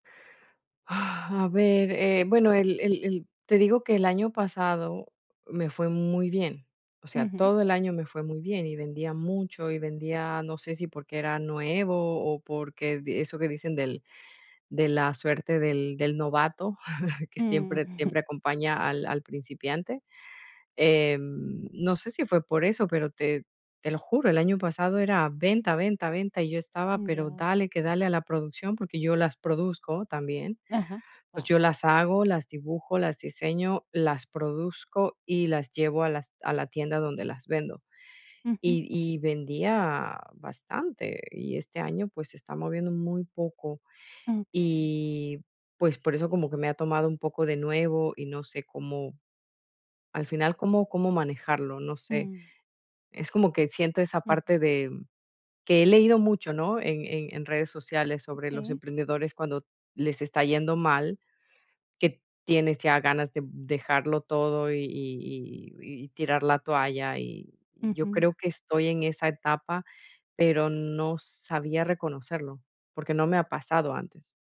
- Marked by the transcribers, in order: exhale; chuckle; other background noise
- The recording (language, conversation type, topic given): Spanish, advice, ¿Cómo puedo programar tiempo personal para crear sin sentirme culpable?
- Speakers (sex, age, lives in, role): female, 40-44, Italy, advisor; female, 40-44, Netherlands, user